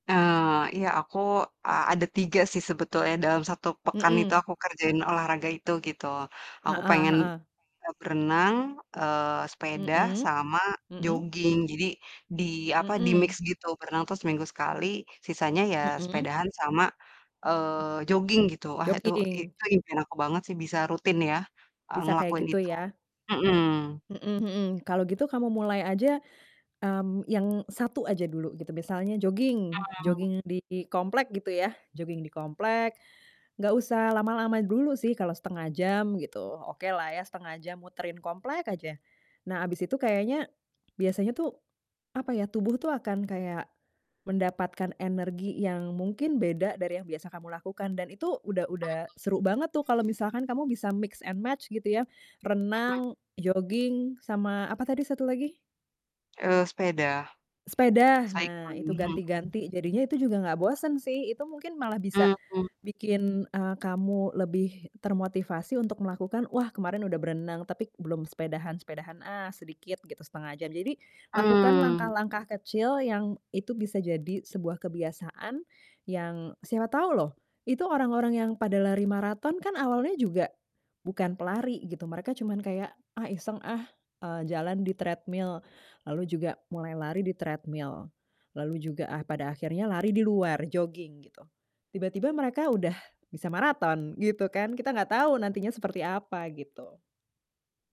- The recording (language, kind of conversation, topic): Indonesian, advice, Bagaimana cara agar saya bisa lebih mudah bangun pagi dan konsisten berolahraga?
- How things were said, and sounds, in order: distorted speech; background speech; in English: "di-mix"; other background noise; static; in English: "mix and match"; in English: "Cycle"; in English: "treadmill"; in English: "treadmill"